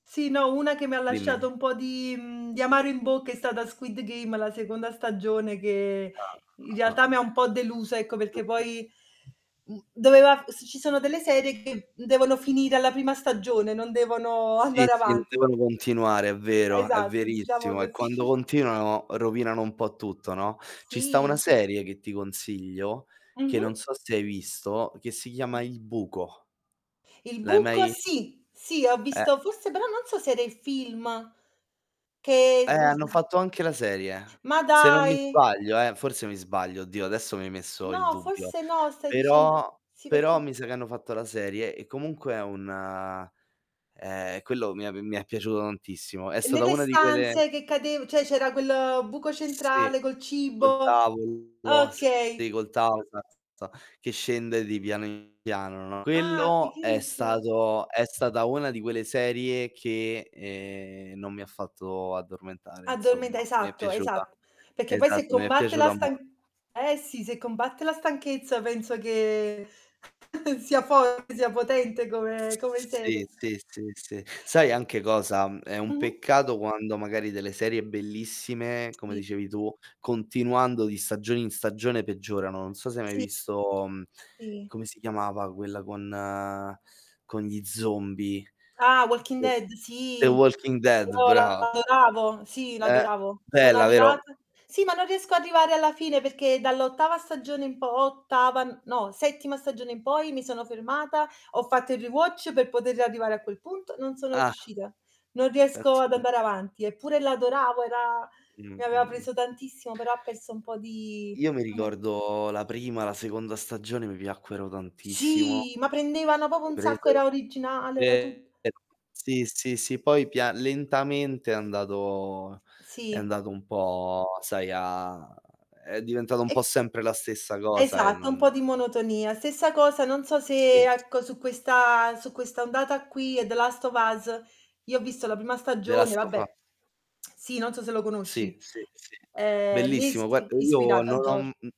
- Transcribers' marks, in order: static; unintelligible speech; unintelligible speech; tapping; mechanical hum; laughing while speaking: "andare avanti"; distorted speech; laughing while speaking: "cos"; chuckle; other background noise; unintelligible speech; "cioè" said as "ceh"; chuckle; unintelligible speech; drawn out: "sì"; "brava" said as "braa"; background speech; in English: "rewatch"; stressed: "Sì"; "proprio" said as "popo"; tsk
- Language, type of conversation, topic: Italian, unstructured, Qual è la tua serie televisiva preferita e perché?